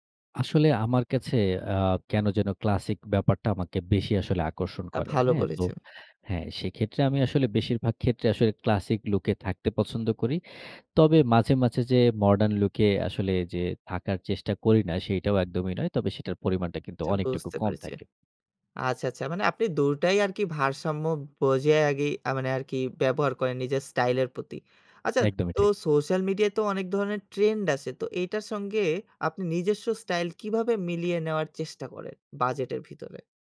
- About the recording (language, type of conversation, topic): Bengali, podcast, বাজেটের মধ্যে স্টাইল বজায় রাখার আপনার কৌশল কী?
- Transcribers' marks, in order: in English: "classic look"; in English: "modern look"; in English: "trend"